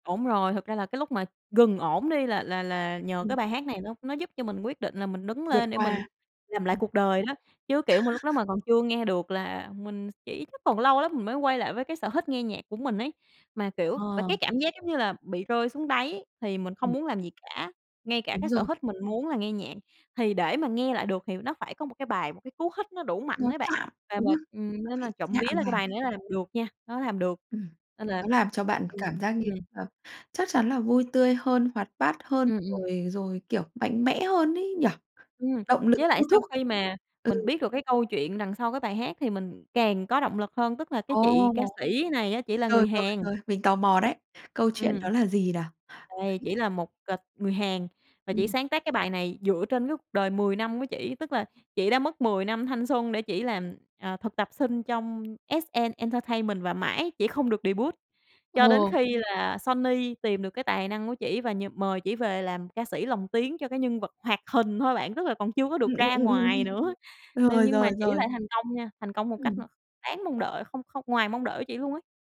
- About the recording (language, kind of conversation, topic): Vietnamese, podcast, Bạn có thể kể về bài hát bạn yêu thích nhất không?
- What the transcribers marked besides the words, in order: chuckle; tapping; other background noise; in English: "debut"